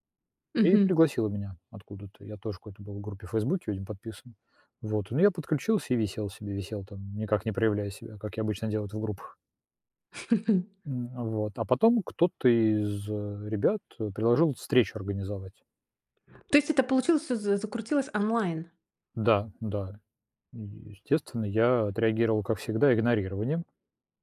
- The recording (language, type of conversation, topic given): Russian, podcast, Как вы заводите друзей в новой среде?
- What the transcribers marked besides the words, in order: chuckle; tapping; other background noise